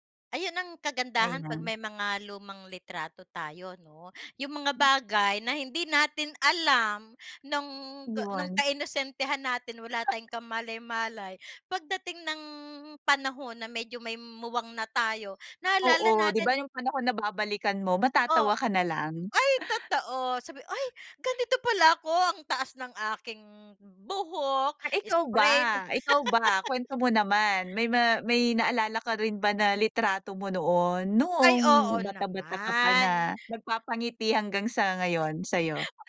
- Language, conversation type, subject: Filipino, unstructured, Ano ang pakiramdam mo kapag tinitingnan mo ang mga lumang litrato?
- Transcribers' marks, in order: stressed: "alam"; drawn out: "nang"; laugh